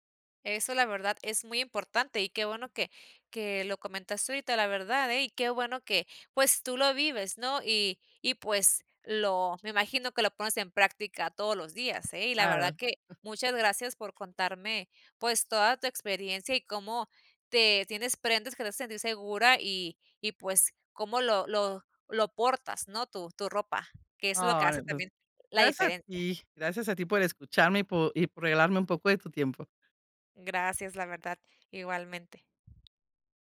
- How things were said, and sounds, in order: giggle; other background noise
- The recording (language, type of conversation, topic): Spanish, podcast, ¿Qué prendas te hacen sentir más seguro?